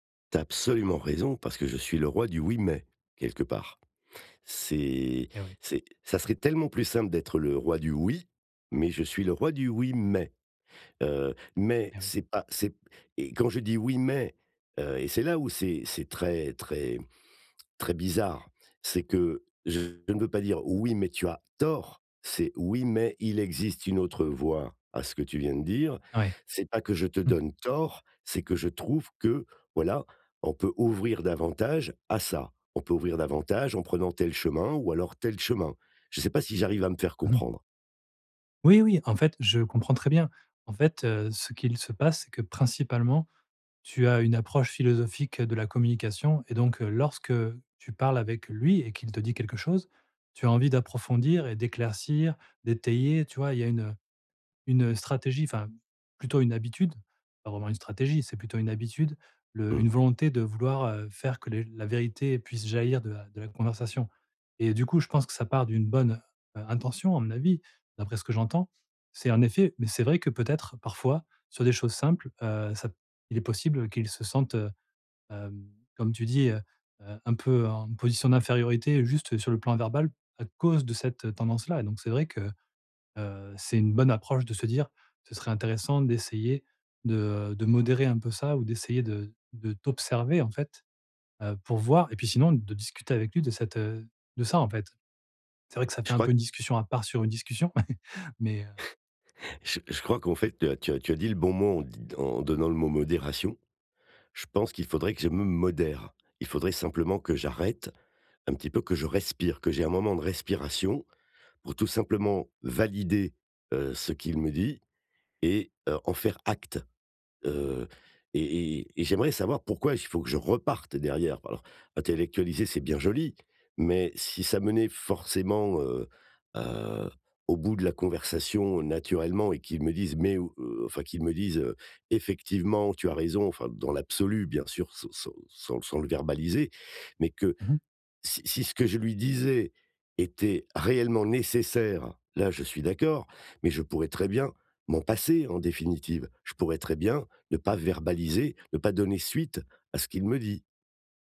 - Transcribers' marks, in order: stressed: "mais"; stressed: "mais"; stressed: "là"; other background noise; stressed: "tort"; stressed: "ça"; stressed: "lui"; stressed: "cause"; stressed: "ça"; chuckle; stressed: "modère"; stressed: "respire"; stressed: "valider"; stressed: "acte"; stressed: "reparte"; stressed: "forcément"; stressed: "passer"
- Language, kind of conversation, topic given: French, advice, Comment puis-je m’assurer que l’autre se sent vraiment entendu ?